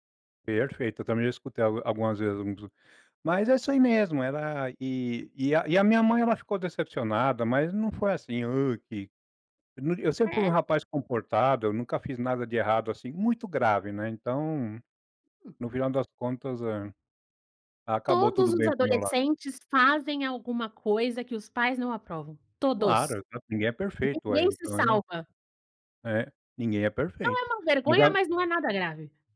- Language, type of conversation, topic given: Portuguese, podcast, Você já teve vergonha do que costumava ouvir?
- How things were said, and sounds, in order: none